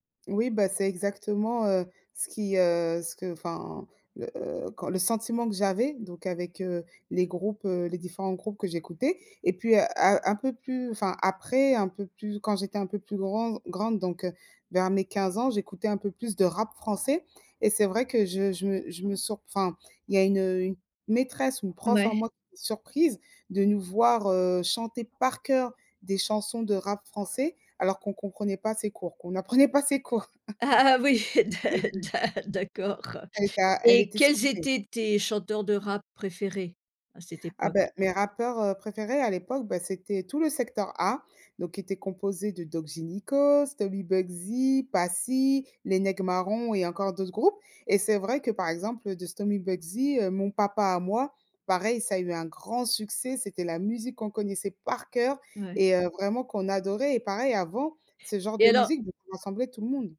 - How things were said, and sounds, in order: stressed: "rap"; stressed: "par cœur"; laughing while speaking: "Ah ah, oui, d'a d'a d'accord"; laugh; stressed: "par cœur"; tapping; unintelligible speech
- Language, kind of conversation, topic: French, podcast, Comment décrirais-tu la bande-son de ta jeunesse ?